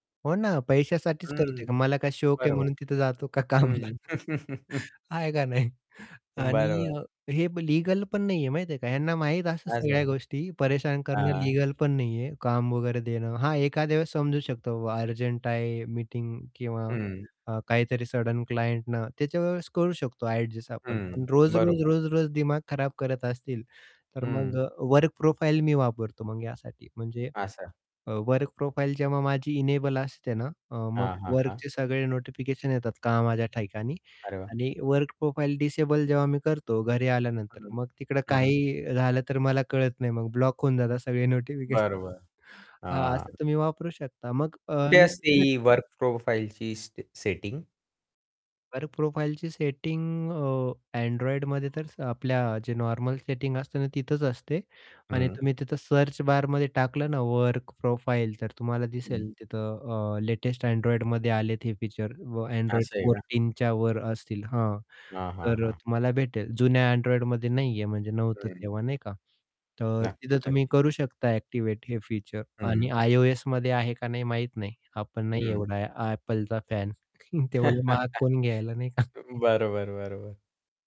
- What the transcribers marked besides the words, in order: static; distorted speech; laughing while speaking: "जातो का कामला?"; chuckle; tapping; in English: "सडन क्लायंट ना"; in English: "वर्क प्रोफाइल"; in English: "वर्क प्रोफाइल"; in English: "इनेबल"; in English: "वर्क प्रोफाइल डिसेबल"; laughing while speaking: "नोटिफिकेशन"; unintelligible speech; in English: "वर्क प्रोफाइलची"; in English: "वर्क प्रोफाइलची सेटिंग"; in English: "सर्च बारमध्ये"; in English: "वर्क प्रोफाइल"; in English: "फोर्टीन च्या"; chuckle; laughing while speaking: "नाही का"
- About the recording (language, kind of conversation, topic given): Marathi, podcast, डिजिटल ब्रेक कधी घ्यावा आणि किती वेळा घ्यावा?